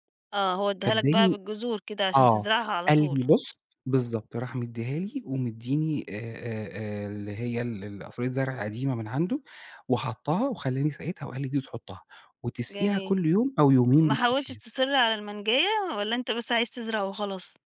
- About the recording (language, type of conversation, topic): Arabic, podcast, إيه اللي اتعلمته من رعاية نبتة؟
- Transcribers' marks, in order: none